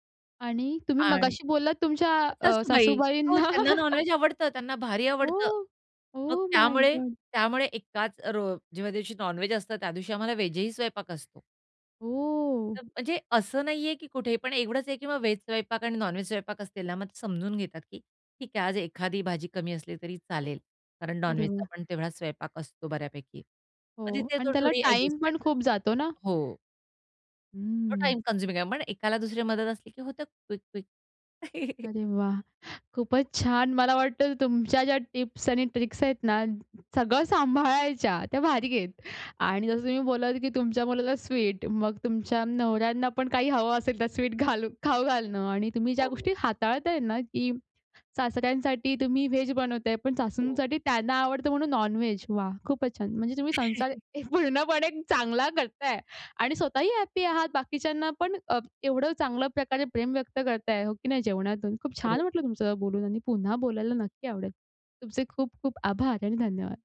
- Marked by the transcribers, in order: in English: "नॉन-व्हेज"; chuckle; in English: "ओ माय गॉड!"; in English: "नॉन-व्हेज"; surprised: "ओ!"; unintelligible speech; in English: "नॉन-व्हेज"; tapping; in English: "नॉन-व्हेजचा"; in English: "कन्झ्युमिंग"; in English: "क्विक-क्विक"; chuckle; in English: "ट्रिक्स"; in English: "नॉन-व्हेज"; chuckle; laughing while speaking: "एक पूर्णपणे चांगला करताय"
- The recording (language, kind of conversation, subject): Marathi, podcast, प्रेम व्यक्त करण्यासाठी जेवणाचा उपयोग कसा केला जातो?